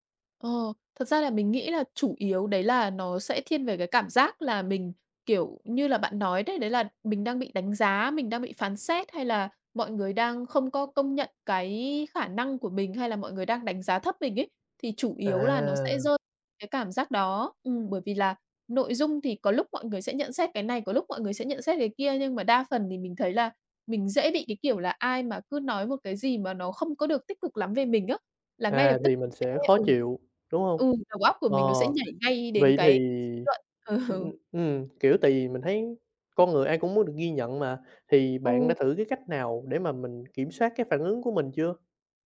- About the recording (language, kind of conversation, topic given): Vietnamese, advice, Làm sao để tiếp nhận lời chỉ trích mà không phản ứng quá mạnh?
- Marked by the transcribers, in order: other background noise; tapping; laughing while speaking: "Ừ"